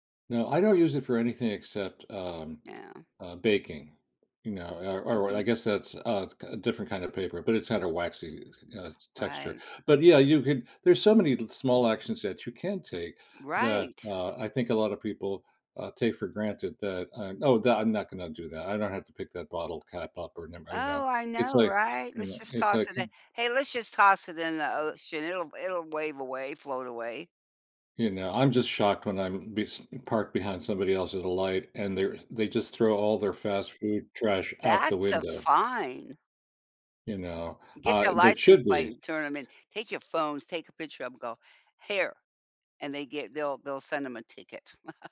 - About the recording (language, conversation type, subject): English, unstructured, What are some simple ways individuals can make a positive impact on the environment every day?
- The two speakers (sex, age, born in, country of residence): female, 75-79, United States, United States; male, 70-74, Venezuela, United States
- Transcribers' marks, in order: other background noise; laugh